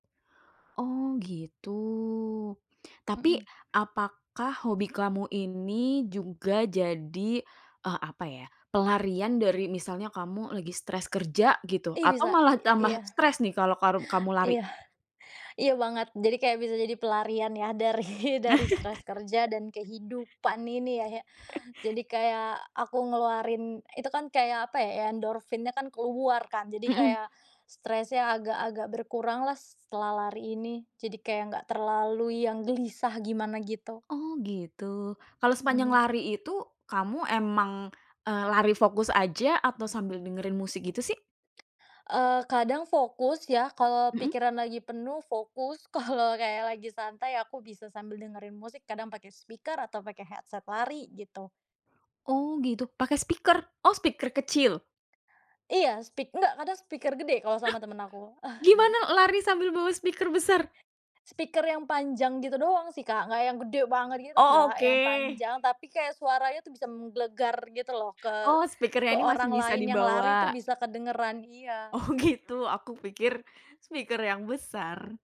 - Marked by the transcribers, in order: drawn out: "gitu"; background speech; laughing while speaking: "dari"; other background noise; chuckle; chuckle; tsk; laughing while speaking: "Kalau"; in English: "headset"; gasp; chuckle; laughing while speaking: "Oh gitu"
- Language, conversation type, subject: Indonesian, podcast, Bagaimana cara kamu membagi waktu antara pekerjaan dan hobi?